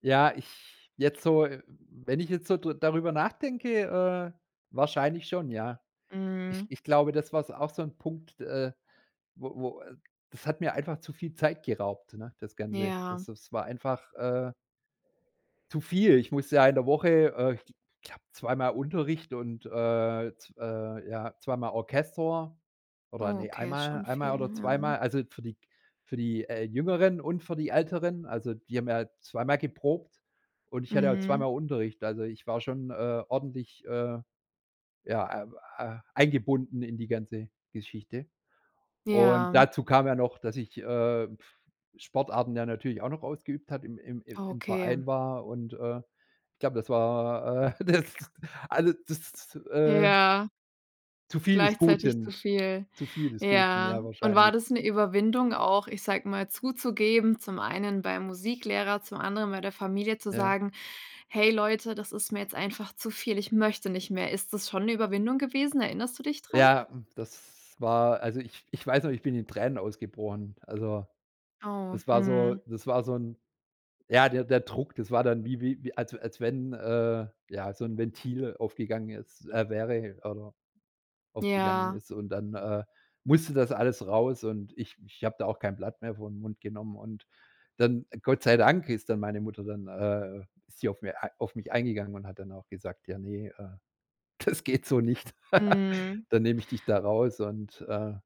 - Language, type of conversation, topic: German, podcast, Wie bist du zum Spielen eines Instruments gekommen?
- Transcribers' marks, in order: other background noise; laughing while speaking: "das"; laughing while speaking: "das geht so nicht"; laugh